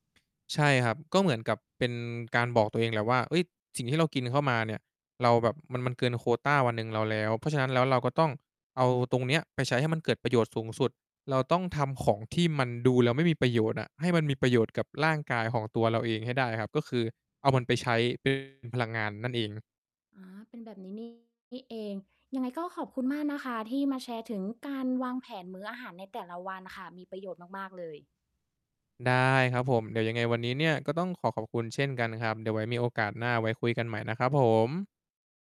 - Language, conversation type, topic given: Thai, podcast, คุณวางแผนมื้ออาหารในแต่ละวันอย่างไร?
- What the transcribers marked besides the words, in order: tapping; distorted speech